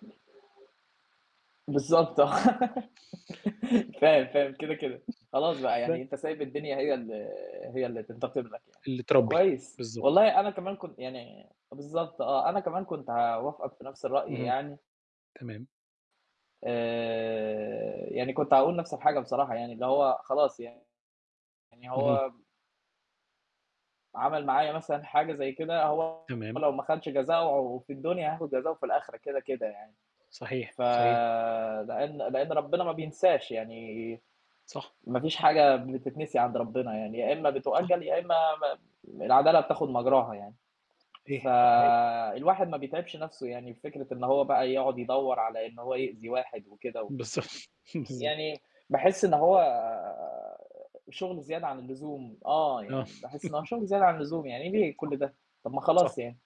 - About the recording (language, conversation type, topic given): Arabic, unstructured, إيه رأيك في فكرة الانتقام لما تحس إنك اتظلمت؟
- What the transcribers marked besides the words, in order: static; laugh; other noise; distorted speech; tapping; "صحيح" said as "حيح"; "بالضبط" said as "بالضف"; chuckle; chuckle